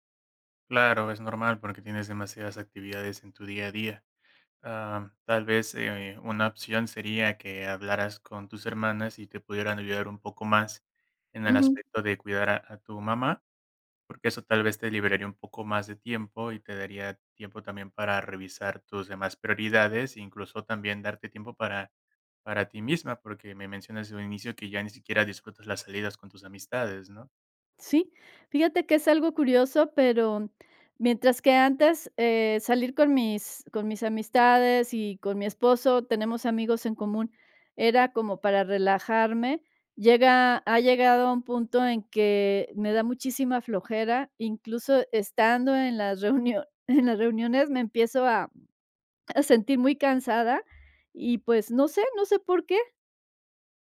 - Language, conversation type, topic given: Spanish, advice, ¿Cómo puedo manejar sentirme abrumado por muchas responsabilidades y no saber por dónde empezar?
- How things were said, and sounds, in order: chuckle